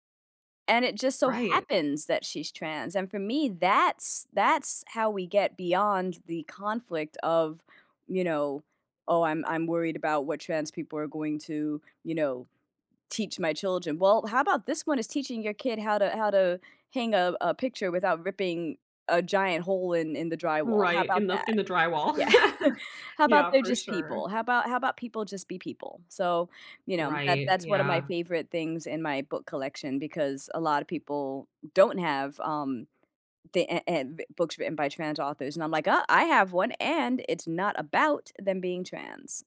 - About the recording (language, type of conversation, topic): English, unstructured, What was the last thing you binged, and what about it grabbed you personally and kept you watching?
- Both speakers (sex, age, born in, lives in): female, 30-34, United States, United States; female, 40-44, Philippines, United States
- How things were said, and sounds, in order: stressed: "happens"; laughing while speaking: "Yeah"; laugh